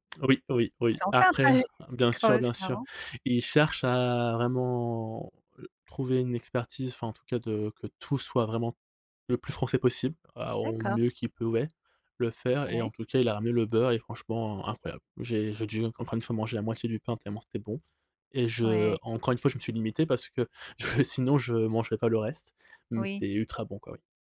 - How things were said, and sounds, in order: stressed: "Oui, oui, oui"; laughing while speaking: "trajet, quand"; tapping; other background noise; chuckle
- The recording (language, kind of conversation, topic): French, podcast, Peux-tu raconter une découverte que tu as faite en te baladant sans plan ?